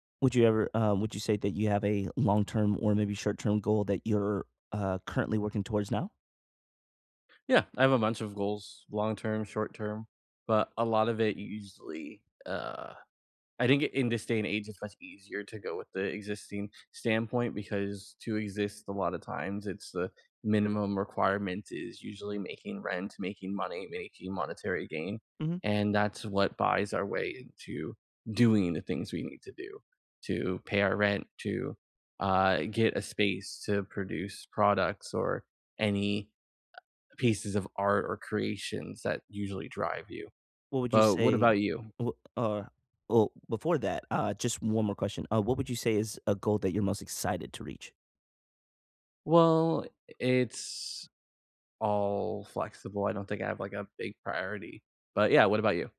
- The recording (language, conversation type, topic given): English, unstructured, What small step can you take today toward your goal?
- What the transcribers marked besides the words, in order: none